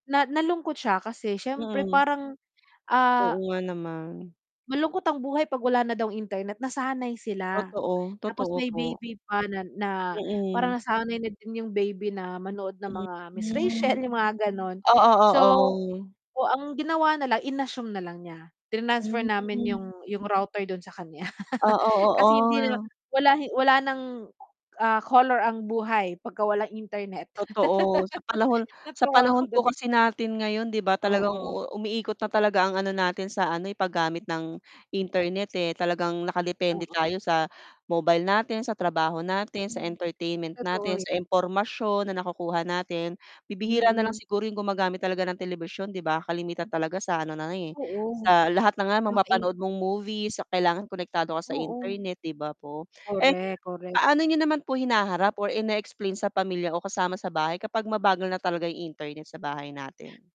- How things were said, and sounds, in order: other background noise; static; laugh; laugh
- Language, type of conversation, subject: Filipino, unstructured, Paano ka naaapektuhan kapag bumabagal ang internet sa bahay ninyo?